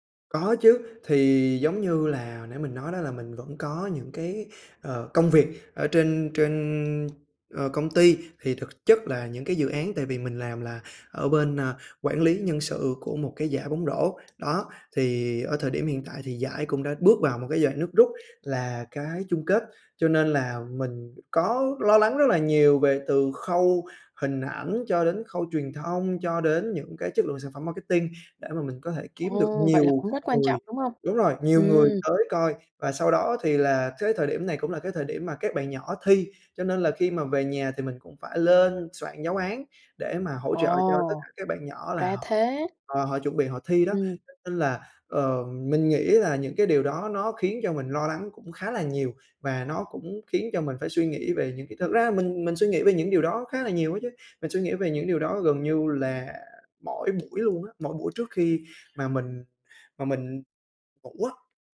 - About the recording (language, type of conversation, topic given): Vietnamese, advice, Tôi bị mất ngủ, khó ngủ vào ban đêm vì suy nghĩ không ngừng, tôi nên làm gì?
- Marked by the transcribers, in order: tapping; other background noise